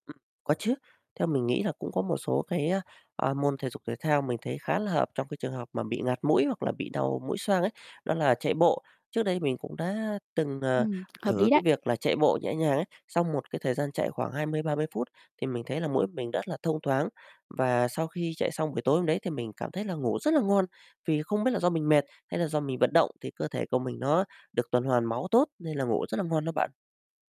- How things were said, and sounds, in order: tapping
- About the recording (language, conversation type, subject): Vietnamese, advice, Vì sao tôi hồi phục chậm sau khi bị ốm và khó cảm thấy khỏe lại?